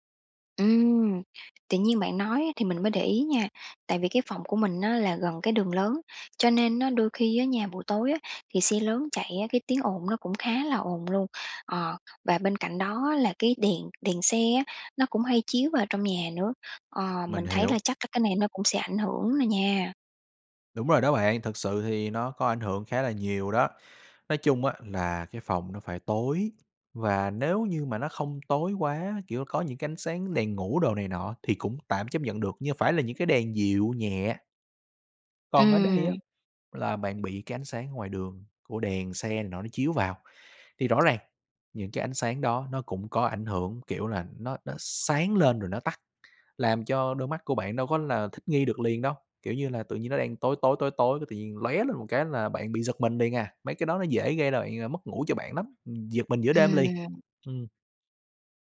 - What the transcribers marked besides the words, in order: tapping; other background noise
- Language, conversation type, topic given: Vietnamese, advice, Vì sao tôi thức giấc nhiều lần giữa đêm và sáng hôm sau lại kiệt sức?